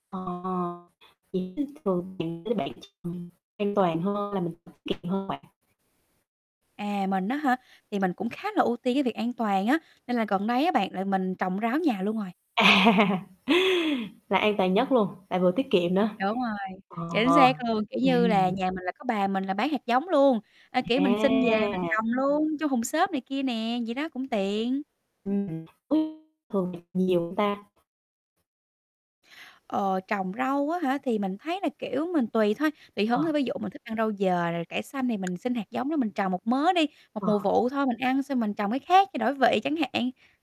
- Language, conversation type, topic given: Vietnamese, podcast, Bí quyết của bạn để mua thực phẩm tươi ngon là gì?
- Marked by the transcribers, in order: static; distorted speech; unintelligible speech; tapping; laughing while speaking: "À"; laughing while speaking: "ừm"; other background noise; unintelligible speech; "dền" said as "dề"